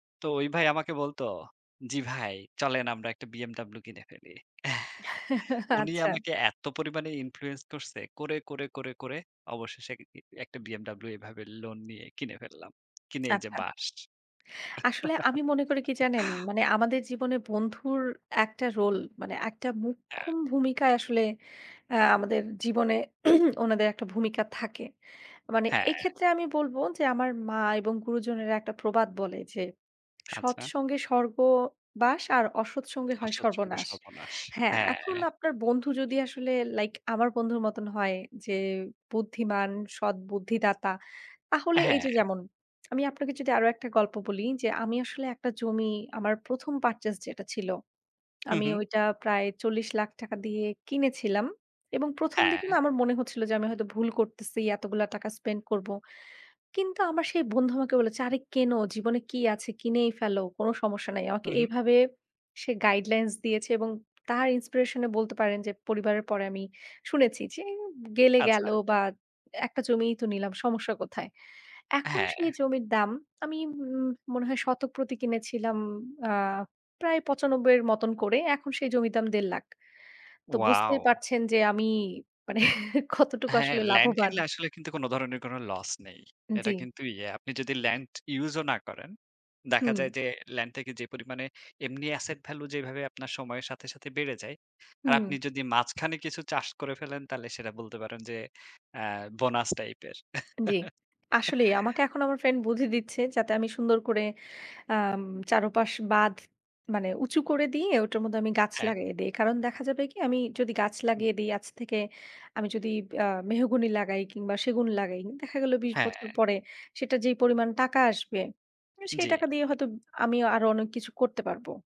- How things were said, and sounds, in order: chuckle; tapping; chuckle; throat clearing; laughing while speaking: "মানে কতটুকু আসলে লাভবান"; chuckle
- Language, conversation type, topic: Bengali, unstructured, আপনার জীবনের সবচেয়ে বড় আর্থিক সিদ্ধান্ত কোনটি ছিল?